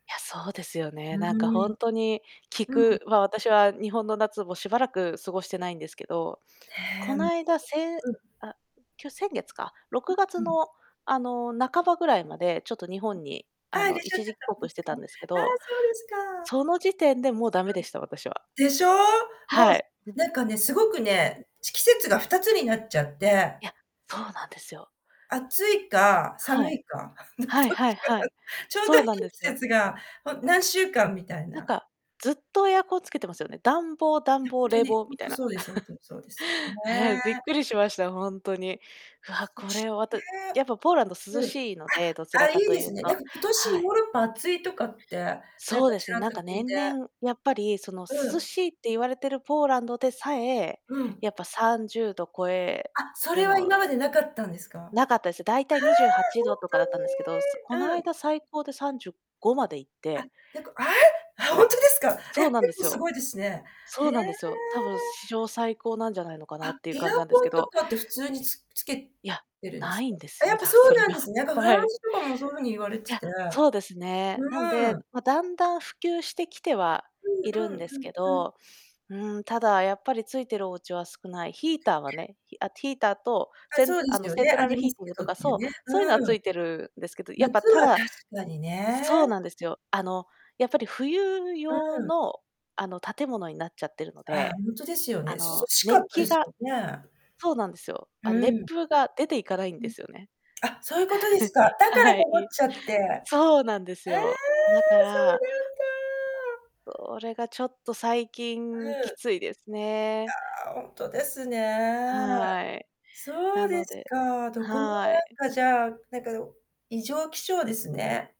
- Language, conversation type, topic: Japanese, unstructured, 休日は普段どのように過ごすことが多いですか？
- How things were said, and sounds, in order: distorted speech; laughing while speaking: "の、どっちかが"; chuckle; tapping; other background noise; "ヒーター" said as "ティーター"; in English: "セントラルヒーティング"; chuckle